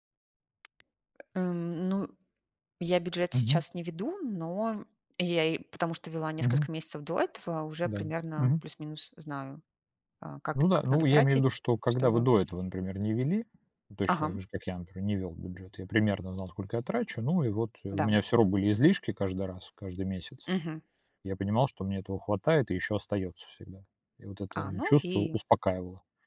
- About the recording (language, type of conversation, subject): Russian, unstructured, Что для вас значит финансовая свобода?
- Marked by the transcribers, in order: tapping